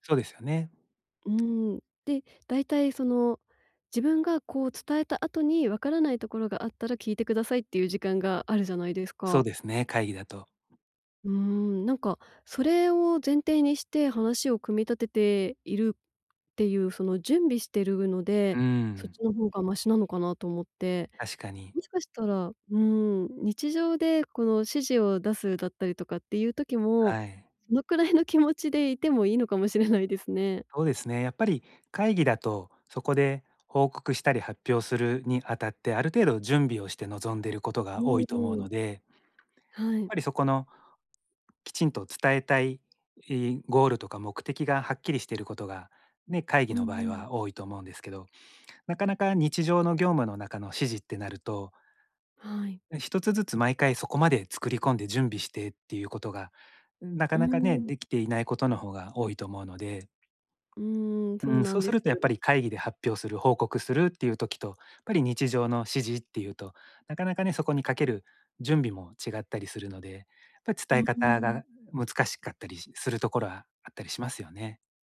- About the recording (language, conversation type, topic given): Japanese, advice, 短時間で会議や発表の要点を明確に伝えるには、どうすればよいですか？
- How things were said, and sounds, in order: tapping; laughing while speaking: "そのくらいの気持ちで … れないですね"; other background noise